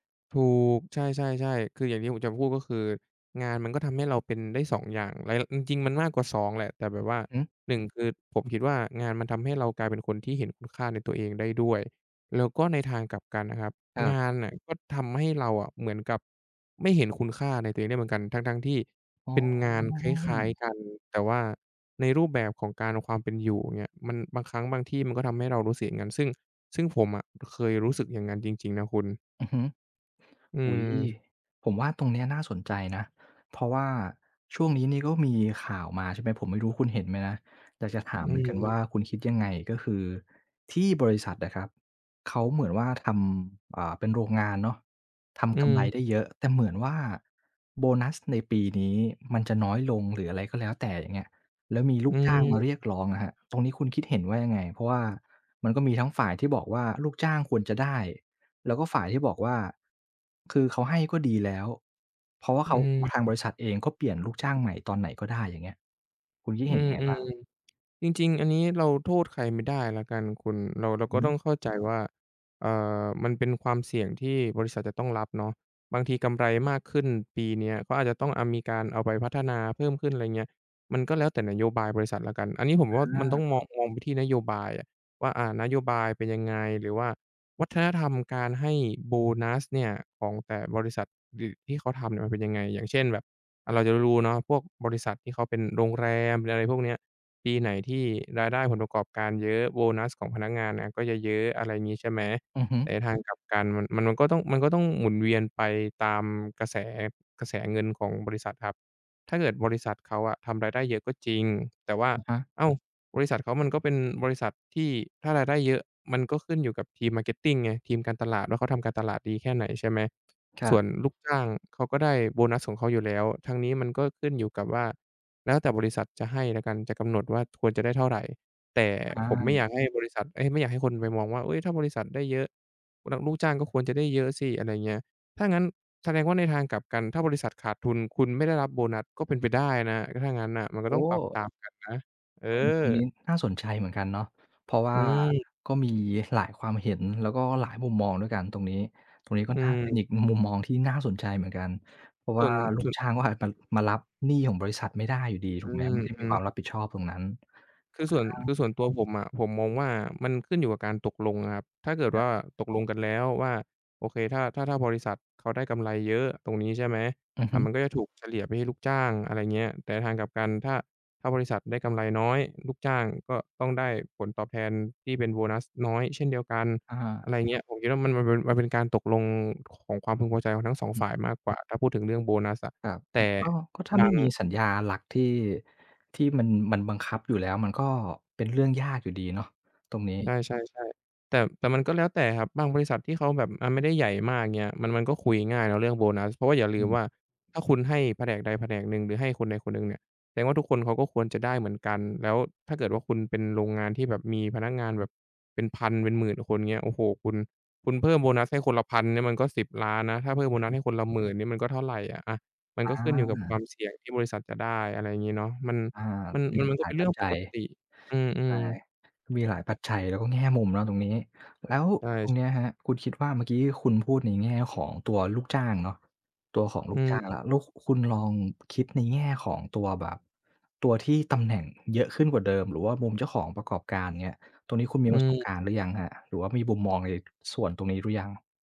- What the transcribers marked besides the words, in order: other noise; other background noise; unintelligible speech; unintelligible speech
- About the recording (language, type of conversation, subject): Thai, podcast, งานของคุณทำให้คุณรู้สึกว่าเป็นคนแบบไหน?